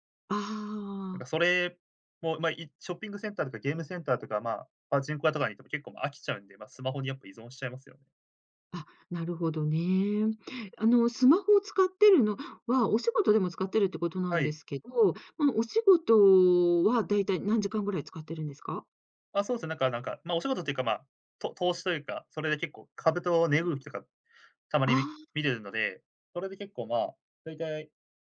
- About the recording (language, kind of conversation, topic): Japanese, podcast, スマホと上手に付き合うために、普段どんな工夫をしていますか？
- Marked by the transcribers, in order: other background noise